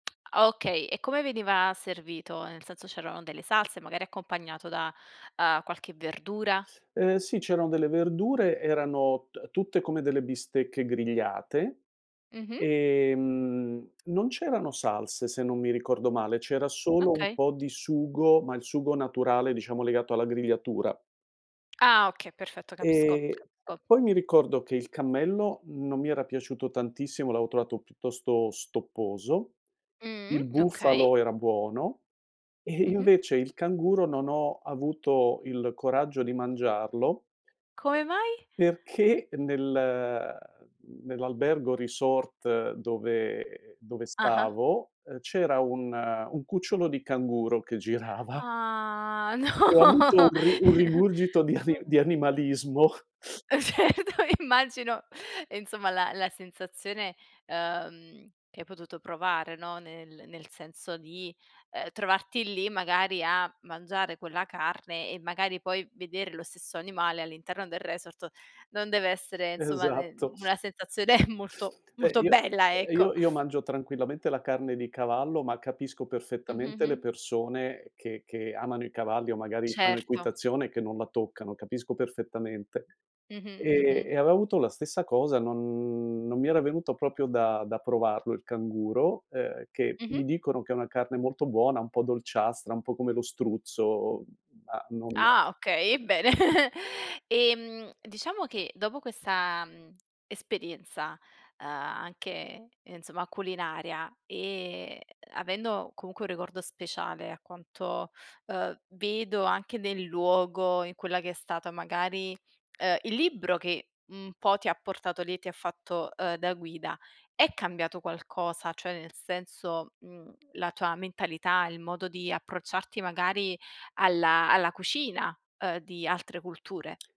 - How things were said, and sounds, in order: other background noise; "okay" said as "occhè"; "l'avevo" said as "aveo"; laughing while speaking: "perché"; put-on voice: "resort"; laughing while speaking: "girava"; laughing while speaking: "no!"; chuckle; unintelligible speech; laughing while speaking: "ani"; chuckle; laughing while speaking: "Eh, certo, e immagino"; chuckle; "insomma" said as "inzomma"; tapping; "insomma" said as "inzoma"; laughing while speaking: "Esatto"; chuckle; "avevo" said as "aveo"; "proprio" said as "propio"; chuckle; "insomma" said as "enzomma"
- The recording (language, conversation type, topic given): Italian, podcast, Qual è un tuo ricordo legato a un pasto speciale?